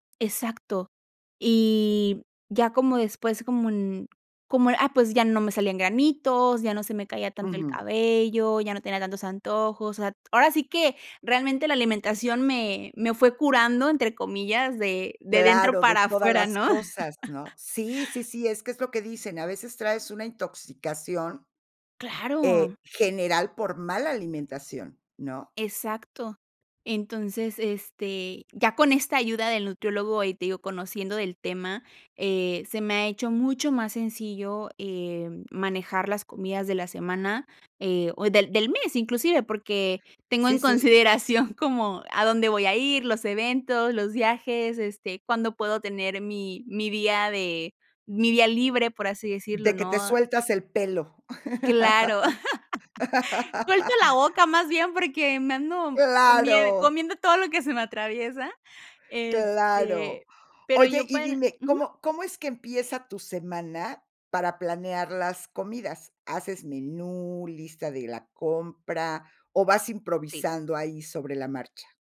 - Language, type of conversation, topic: Spanish, podcast, ¿Cómo te organizas para comer más sano cada semana?
- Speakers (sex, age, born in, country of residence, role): female, 25-29, Mexico, Mexico, guest; female, 60-64, Mexico, Mexico, host
- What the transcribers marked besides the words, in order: other background noise; tapping; laugh; laughing while speaking: "consideración como"; laugh